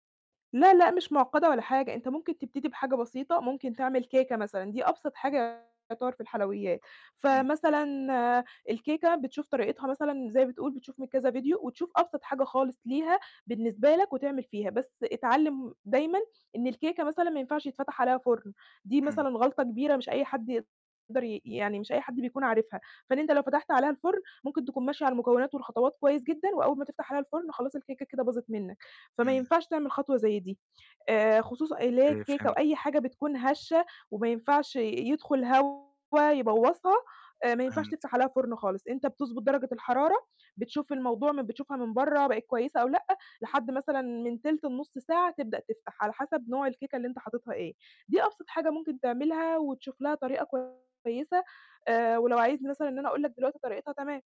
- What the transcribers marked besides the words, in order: tapping; distorted speech; unintelligible speech
- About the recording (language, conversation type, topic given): Arabic, advice, إزاي أبني ثقتي بنفسي وأنا بطبخ في البيت؟